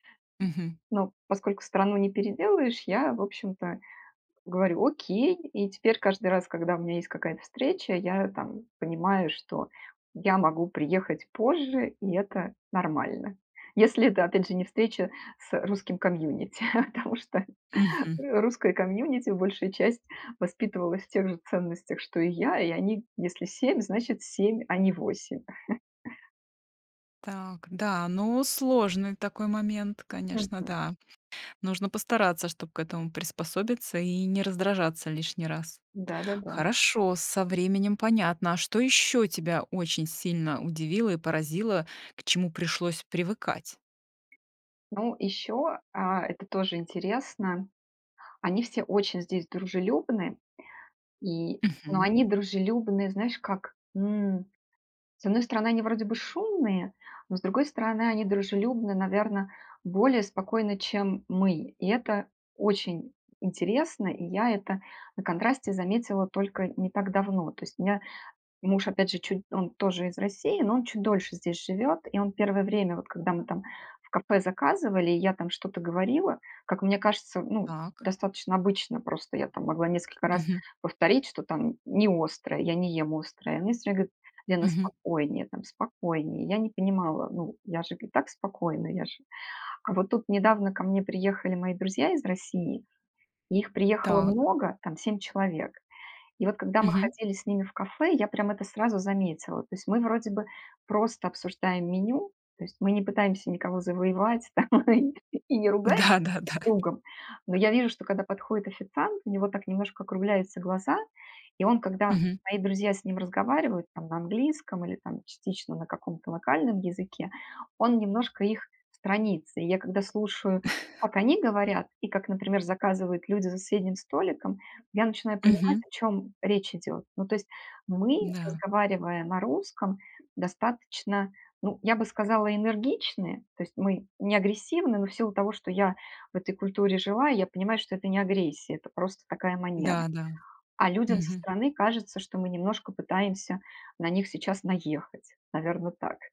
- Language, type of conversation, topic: Russian, podcast, Чувствуешь ли ты себя на стыке двух культур?
- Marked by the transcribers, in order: laugh; chuckle; alarm; tapping; laughing while speaking: "там и"; chuckle